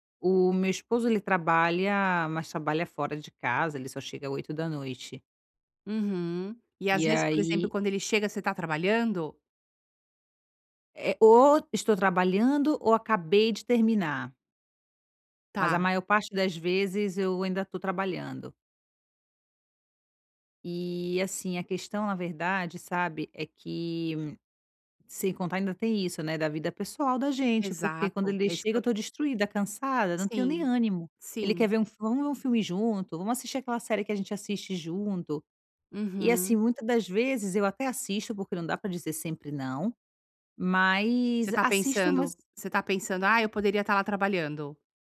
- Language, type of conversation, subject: Portuguese, advice, Como posso criar uma rotina diária de descanso sem sentir culpa?
- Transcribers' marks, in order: none